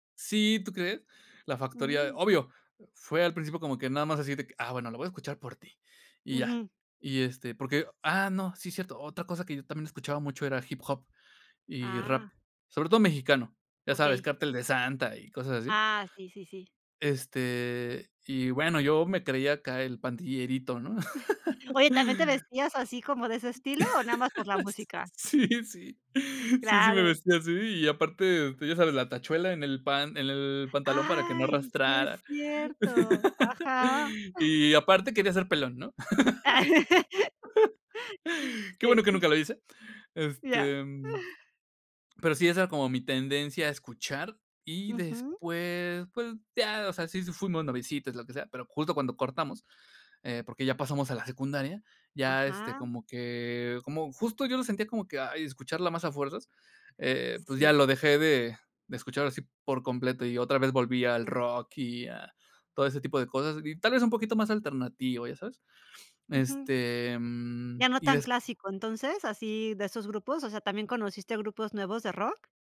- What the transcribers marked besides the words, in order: chuckle; laugh; other background noise; laugh; laugh; laugh; laugh; chuckle; tapping; sniff
- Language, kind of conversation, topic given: Spanish, podcast, ¿Cómo ha cambiado tu gusto musical con los años?